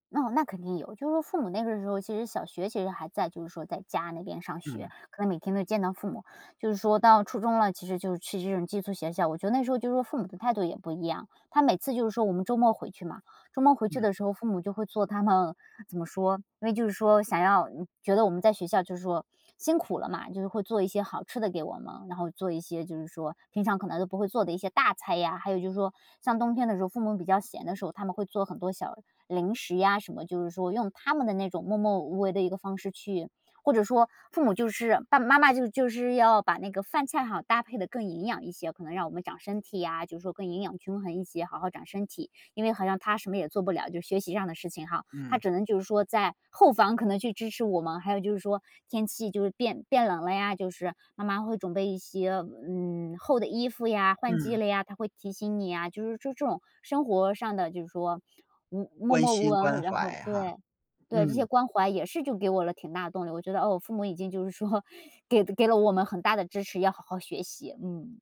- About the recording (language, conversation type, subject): Chinese, podcast, 在你童年与学习有关的回忆里，哪件事让你觉得最温暖？
- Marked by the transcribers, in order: other background noise; "默默无闻" said as "默默无为"; laughing while speaking: "就是说"